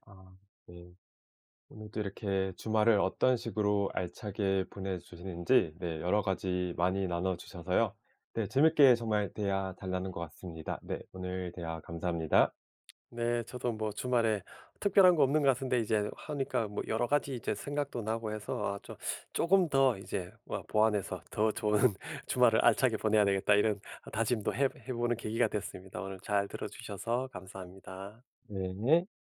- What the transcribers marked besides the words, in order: tapping; teeth sucking; laughing while speaking: "좋은"
- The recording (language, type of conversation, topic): Korean, podcast, 주말을 알차게 보내는 방법은 무엇인가요?